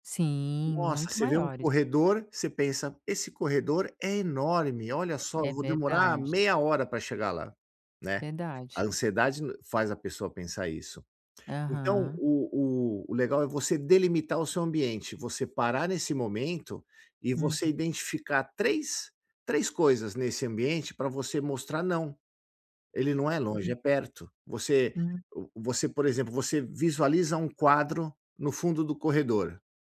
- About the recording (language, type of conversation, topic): Portuguese, advice, Como posso lidar com a ansiedade ao viajar para um lugar novo?
- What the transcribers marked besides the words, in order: none